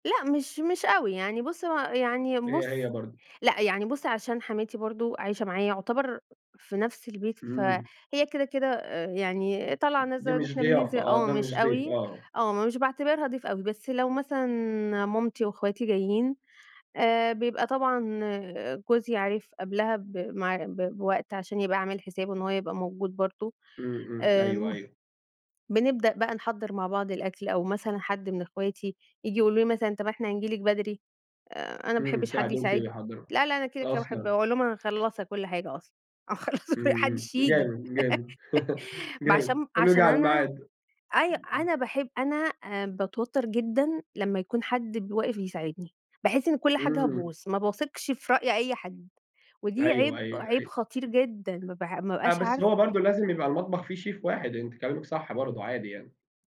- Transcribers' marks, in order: tapping; laughing while speaking: "آه مخلصة كلّ ما حدش ييجي"; laugh; in English: "شيف"
- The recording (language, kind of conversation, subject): Arabic, podcast, إيه طقوسكم قبل ما تبدأوا تاكلوا سوا؟